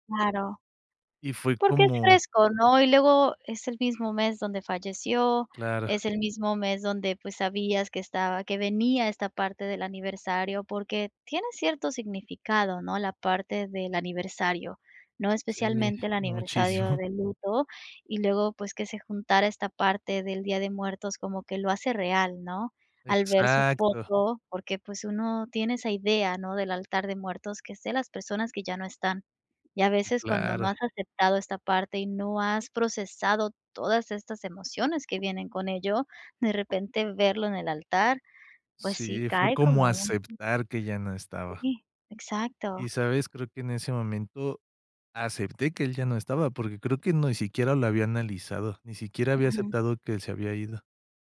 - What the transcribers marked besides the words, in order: chuckle
- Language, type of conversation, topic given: Spanish, advice, ¿Por qué el aniversario de mi relación me provoca una tristeza inesperada?